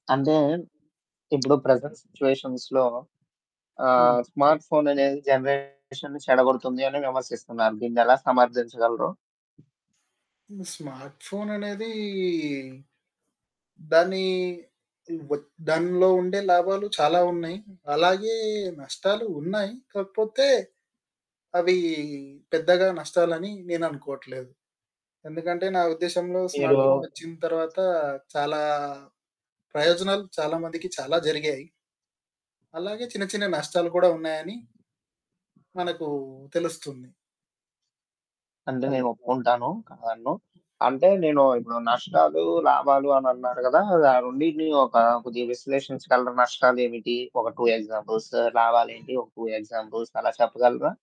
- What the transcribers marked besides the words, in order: other background noise; in English: "ప్రెజెంట్ సిట్యుయేషన్స్‌లో"; in English: "స్మార్ట్"; in English: "జనరేషన్‌ని"; distorted speech; static; in English: "స్మార్ట్"; background speech; in English: "స్మార్ట్"; unintelligible speech; in English: "టూ ఎగ్జాంపుల్స్"; in English: "టూ ఎగ్జాంపుల్స్"
- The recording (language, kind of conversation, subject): Telugu, podcast, స్మార్ట్‌ఫోన్ మీ జీవితాన్ని ఎలా మార్చిందో చెప్పగలరా?
- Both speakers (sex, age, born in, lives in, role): male, 20-24, India, India, host; male, 25-29, India, India, guest